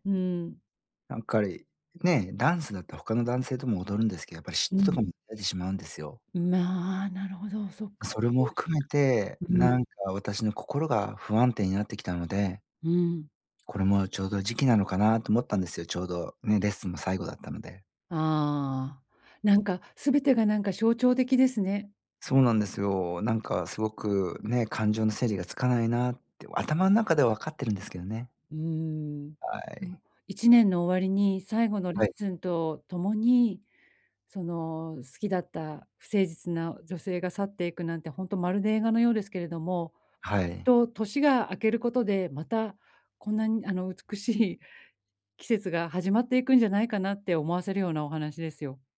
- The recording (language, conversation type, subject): Japanese, advice, 引っ越しで生じた別れの寂しさを、どう受け止めて整理すればいいですか？
- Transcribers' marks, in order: unintelligible speech; tapping; other background noise; laughing while speaking: "美しい"